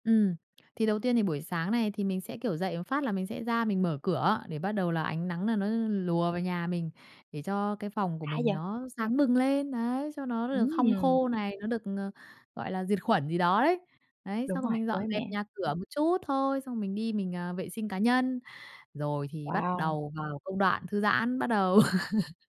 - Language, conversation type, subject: Vietnamese, podcast, Buổi sáng ở nhà, bạn thường có những thói quen gì?
- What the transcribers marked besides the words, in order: tapping; laugh